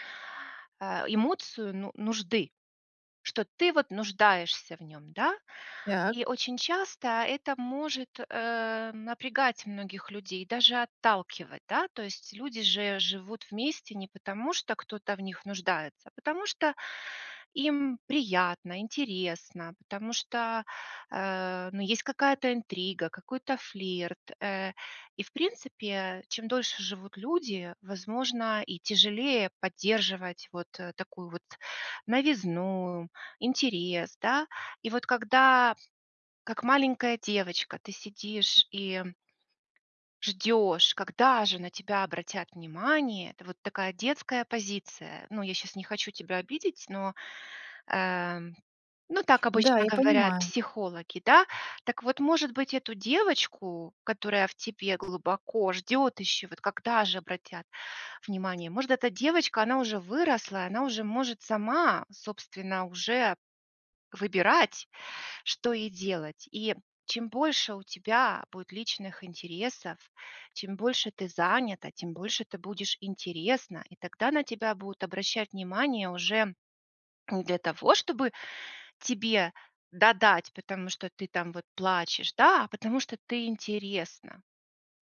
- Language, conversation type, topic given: Russian, advice, Почему я постоянно совершаю импульсивные покупки и потом жалею об этом?
- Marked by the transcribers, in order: other background noise; tapping